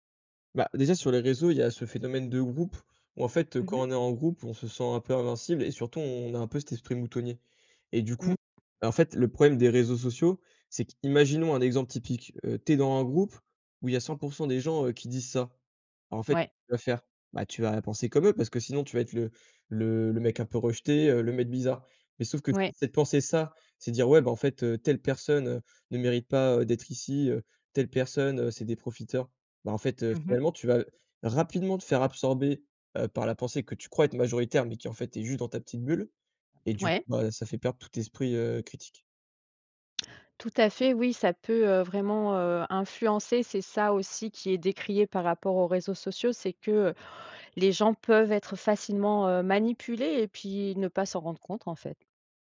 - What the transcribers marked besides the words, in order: none
- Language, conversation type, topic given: French, podcast, Comment t’organises-tu pour faire une pause numérique ?
- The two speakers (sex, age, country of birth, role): female, 45-49, France, host; male, 20-24, France, guest